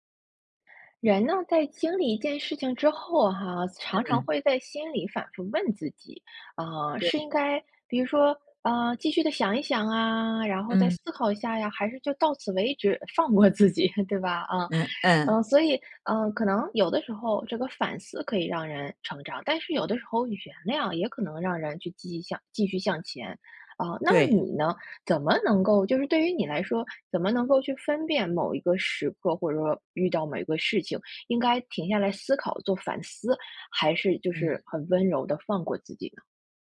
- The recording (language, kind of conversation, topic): Chinese, podcast, 什么时候该反思，什么时候该原谅自己？
- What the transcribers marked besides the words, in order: laughing while speaking: "放过自己"